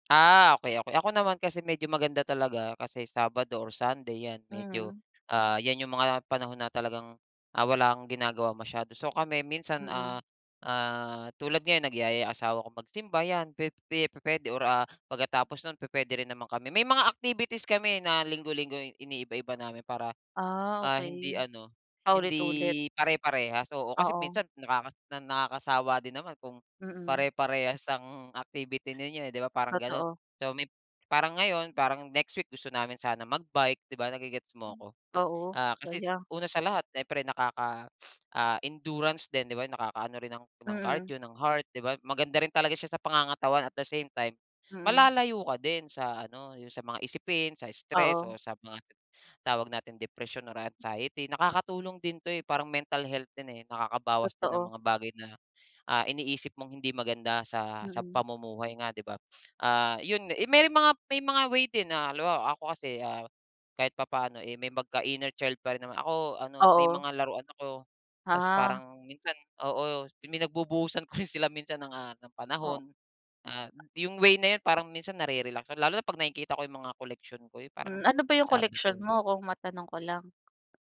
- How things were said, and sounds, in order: other background noise; sniff; laughing while speaking: "ko rin"
- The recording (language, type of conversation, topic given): Filipino, unstructured, Ano ang paborito mong paraan para makapagpahinga pagkatapos ng trabaho o eskwela?